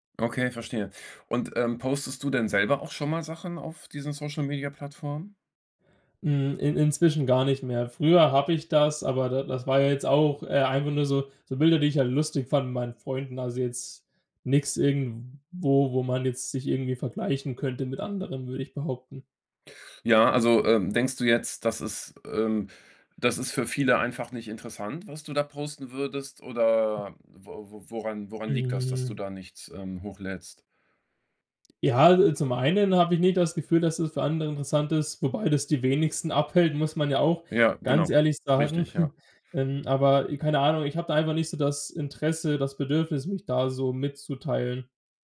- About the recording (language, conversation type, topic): German, podcast, Welchen Einfluss haben soziale Medien auf dein Erfolgsempfinden?
- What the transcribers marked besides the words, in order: other noise; drawn out: "Hm"; chuckle